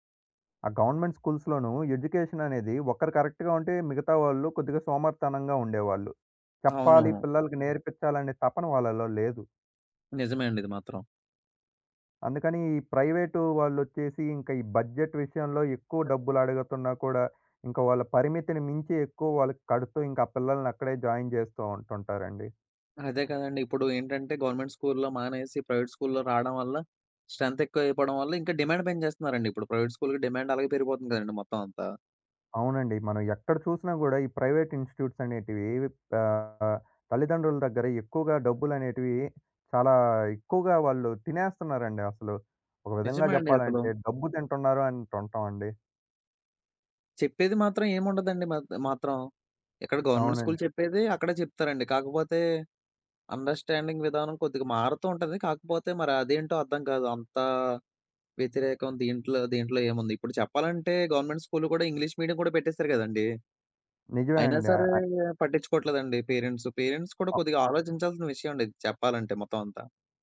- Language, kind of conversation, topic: Telugu, podcast, పరిమిత బడ్జెట్‌లో ఒక నైపుణ్యాన్ని ఎలా నేర్చుకుంటారు?
- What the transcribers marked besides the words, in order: in English: "గవర్నమెంట్ స్కూల్స్‌లోనూ ఎడ్యుకేషన్"; in English: "కరెక్ట్‌గా"; in English: "బడ్జెట్"; in English: "జాయిన్"; in English: "గవర్నమెంట్ స్కూల్‌లో"; in English: "ప్రైవేట్ స్కూల్‌లో"; in English: "డిమాండ్"; in English: "ప్రైవేట్ స్కూల్‌కి"; in English: "ప్రైవేట్ ఇన్‌స్టిట్యూట్స్"; other background noise; in English: "గవర్నమెంట్ స్కూల్"; in English: "అండర్‌స్టాండింగ్"; in English: "గవర్నమెంట్ స్కూల్‌లో"; in English: "ఇంగ్లీష్ మీడియం"; in English: "పేరెంట్స్. పేరెంట్స్"